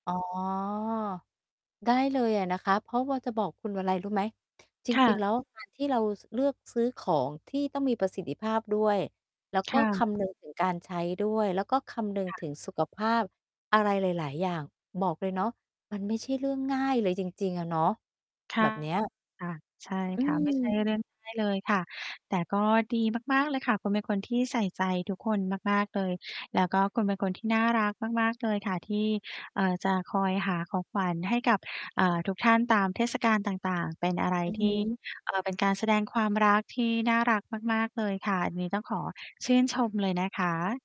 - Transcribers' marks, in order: distorted speech; other background noise; static; tapping
- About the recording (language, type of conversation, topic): Thai, advice, ฉันจะจัดงบซื้อของอย่างมีประสิทธิภาพได้อย่างไร?